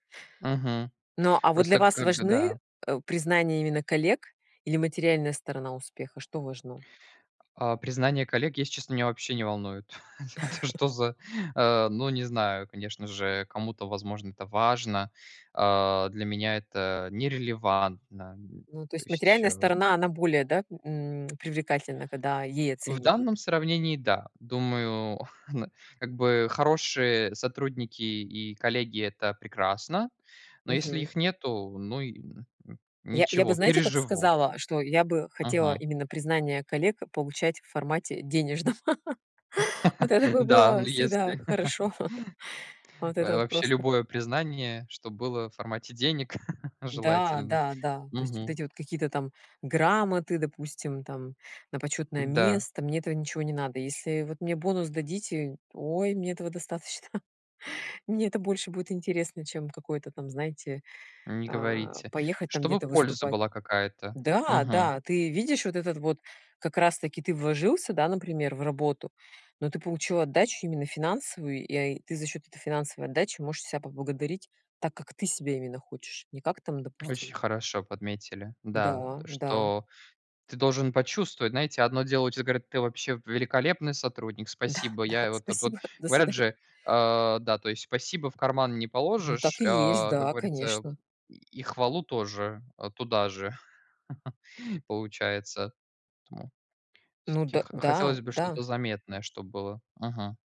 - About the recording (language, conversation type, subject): Russian, unstructured, Что для тебя значит успех в карьере?
- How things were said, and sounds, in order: tapping; chuckle; laughing while speaking: "Это что за?"; tsk; chuckle; chuckle; chuckle; chuckle; stressed: "ты"; laughing while speaking: "Да-да, спасибо. До свидания"; chuckle